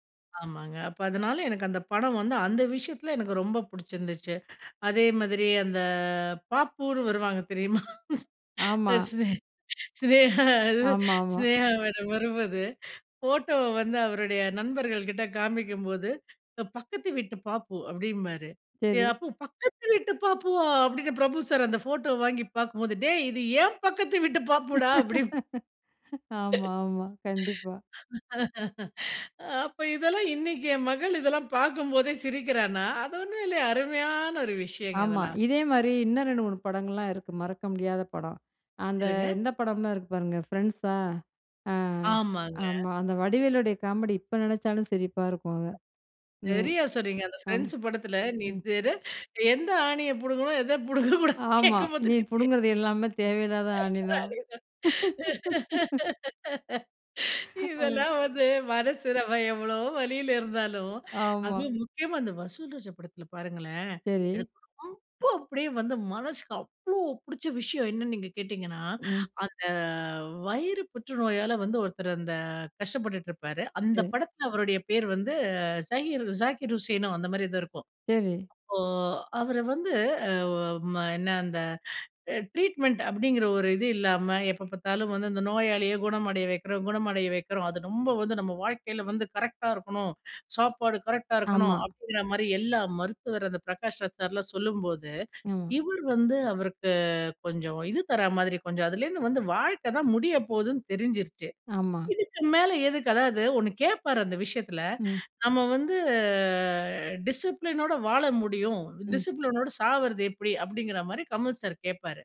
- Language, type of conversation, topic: Tamil, podcast, நீங்கள் மீண்டும் மீண்டும் பார்க்கும் பழைய படம் எது, அதை மீண்டும் பார்க்க வைக்கும் காரணம் என்ன?
- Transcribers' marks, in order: laughing while speaking: "சி சினே சினேகா எது, சினேகா … வீட்டு பாப்புடா, அப்படிம்"; laugh; laughing while speaking: "அப்ப இதெல்லாம் இன்னக்கி என் மகள் … ஒரு விஷயங்க இதெல்லாம்"; other background noise; laughing while speaking: "ஃப்ரெண்ட்ஸ் படத்துல நீ எது எந்த … எவ்வளோ வலில இருந்தாலும்"; laughing while speaking: "நீ புடுங்குறது எல்லாமே தேவையில்லாத ஆணி தான்"; laugh; laugh; inhale; put-on voice: "எனக்கு ரொம்ப அப்டியே வந்து மனசுக்கு அவ்ளோ புடிச்ச விஷயம் என்னன்னு நீங்க கேட்டிங்கன்னா"; in English: "டிசிப்ளினோட"; in English: "டிசிப்ளினோடு"